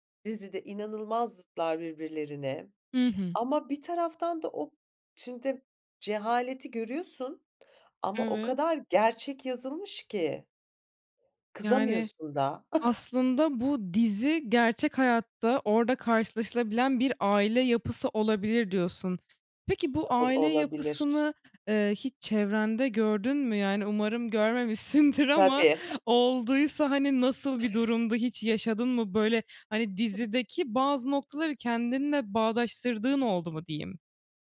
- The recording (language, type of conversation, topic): Turkish, podcast, En son hangi film ya da dizi sana ilham verdi, neden?
- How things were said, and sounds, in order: chuckle; other background noise; tapping; laughing while speaking: "görmemişsindir ama"; chuckle; other noise